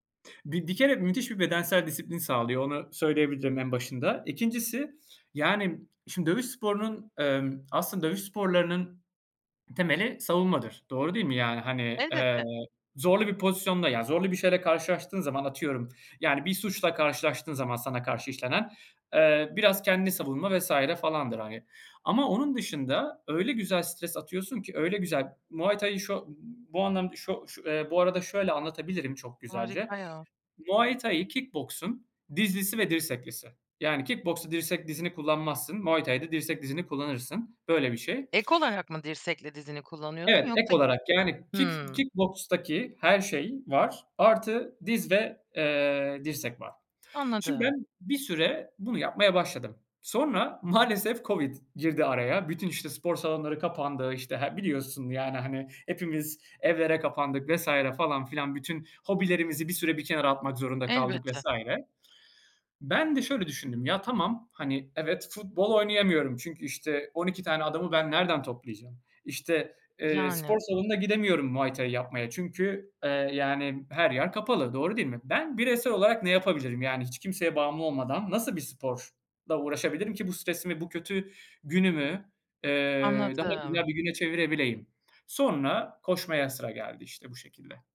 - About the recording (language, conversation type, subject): Turkish, podcast, Kötü bir gün geçirdiğinde kendini toparlama taktiklerin neler?
- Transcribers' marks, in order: tapping